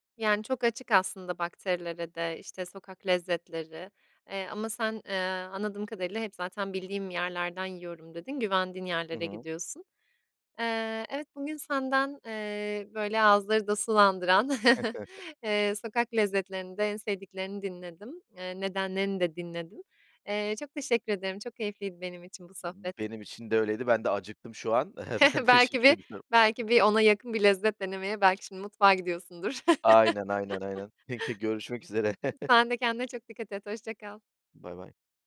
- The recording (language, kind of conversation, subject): Turkish, podcast, Sokak lezzetleri arasında en sevdiğin hangisiydi ve neden?
- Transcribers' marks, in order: chuckle; tapping; other noise; other background noise; chuckle; laughing while speaking: "Ben teşekkür ediyorum"; chuckle; chuckle